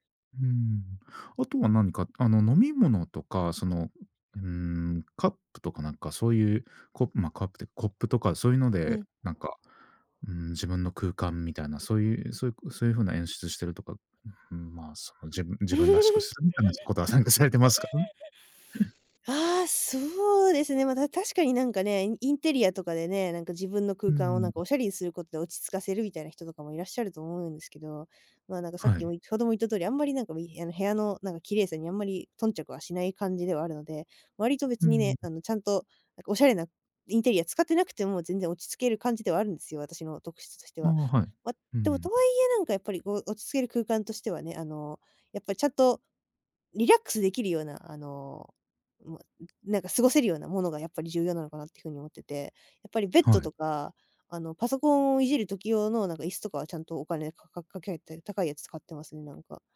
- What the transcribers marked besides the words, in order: other background noise; chuckle; laughing while speaking: "参加されてますか？"; chuckle; tapping
- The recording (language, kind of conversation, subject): Japanese, podcast, 自分の部屋を落ち着ける空間にするために、どんな工夫をしていますか？